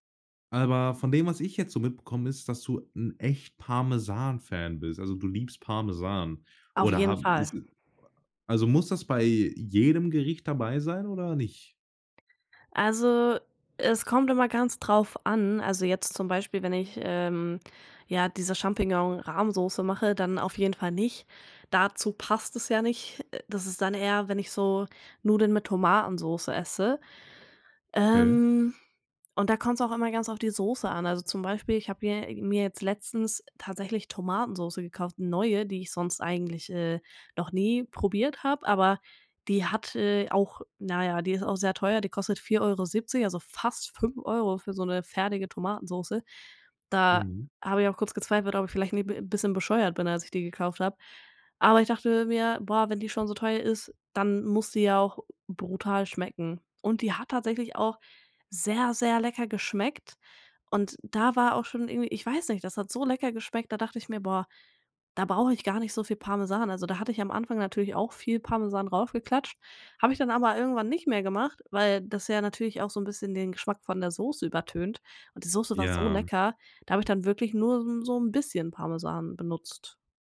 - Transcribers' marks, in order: drawn out: "Ähm"
- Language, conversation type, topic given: German, podcast, Erzähl mal: Welches Gericht spendet dir Trost?